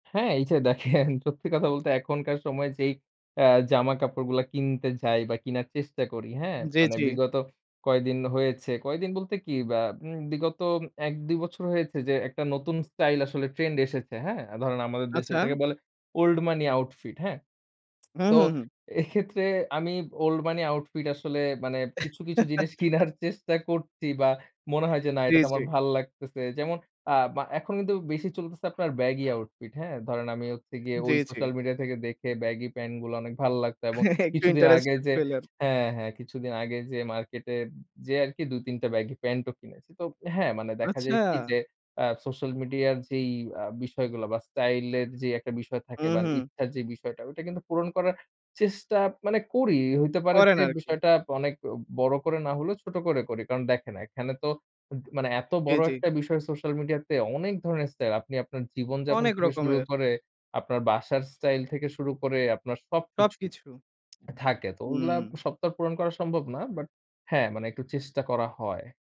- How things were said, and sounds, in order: other background noise; chuckle; laughing while speaking: "একটু ইন্টারেস্টেড পেলেন"
- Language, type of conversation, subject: Bengali, podcast, সোশ্যাল মিডিয়ায় দেখা স্টাইল তোমার ওপর কী প্রভাব ফেলে?